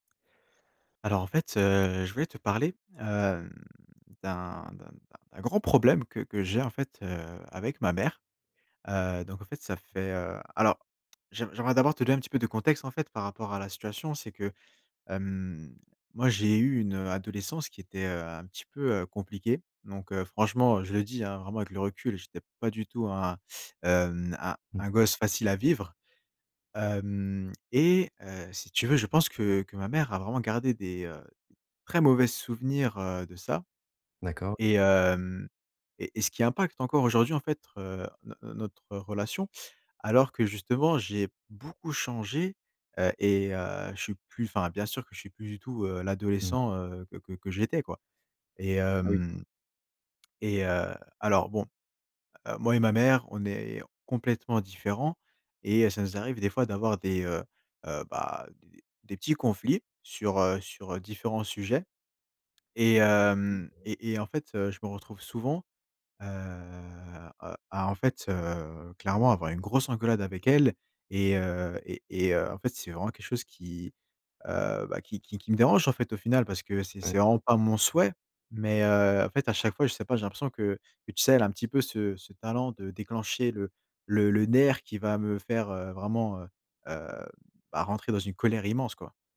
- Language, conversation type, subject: French, advice, Comment gérer une réaction émotionnelle excessive lors de disputes familiales ?
- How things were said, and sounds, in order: drawn out: "hem"; tapping; other background noise; "fait" said as "faitre"; drawn out: "heu"